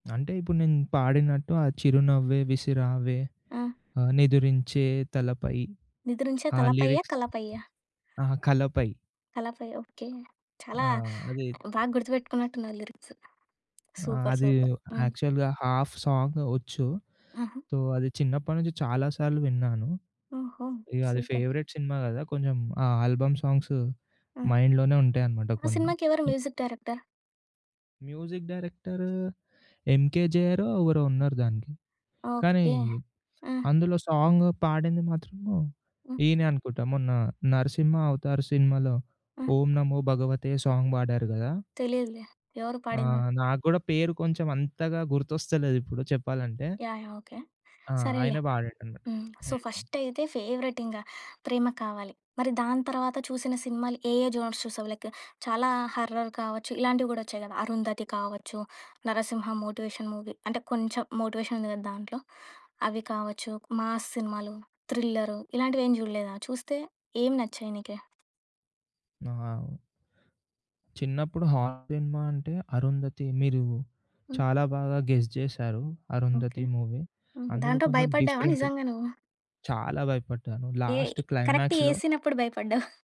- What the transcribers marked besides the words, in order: other background noise; in English: "లిరిక్స్"; in English: "లిరిక్స్. సూపర్, సూపర్"; in English: "యాక్చువల్‌గా హాఫ్ సాంగ్"; in English: "సో"; in English: "సూపర్"; in English: "ఫేవరేట్"; in English: "ఆల్బమ్ సాంగ్స్ మైండ్‌లోనే"; in English: "మ్యూజిక్ డైరెక్టర్?"; in English: "మ్యూజిక్ డైరెక్టర్"; in English: "సాంగ్"; in English: "సో, ఫస్ట్"; in English: "సో, ఫస్ట్ ఫేవరెట్"; in English: "జోనర్స్"; in English: "లైక్"; in English: "హారర్"; in English: "మోటివేషన్ మూవీ"; in English: "మోటివేషన్"; in English: "మాస్"; in English: "థ్రిల్లర్"; in English: "హారర్"; in English: "గెస్"; in English: "మూవీ"; in English: "డిఫరెంట్"; in English: "లాస్ట్ క్లైమాక్స్ లో"; in English: "కరెక్ట్‌గా"; laughing while speaking: "సీనప్పుడు భయపడ్డావు?"
- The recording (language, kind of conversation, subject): Telugu, podcast, తెలుగు సినిమా కథల్లో ఎక్కువగా కనిపించే అంశాలు ఏవి?